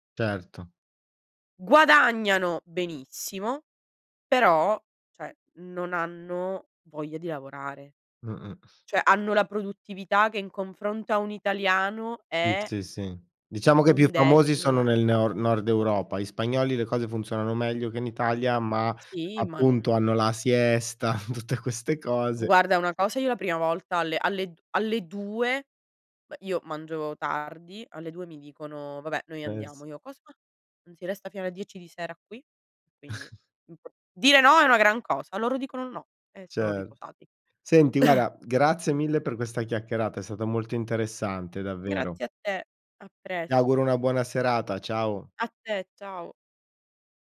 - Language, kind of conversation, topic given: Italian, podcast, In che modo impari a dire no senza sensi di colpa?
- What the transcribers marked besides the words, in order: "cioè" said as "ceh"; "cioè" said as "ceh"; in Spanish: "siesta"; chuckle; chuckle; other background noise; tapping; chuckle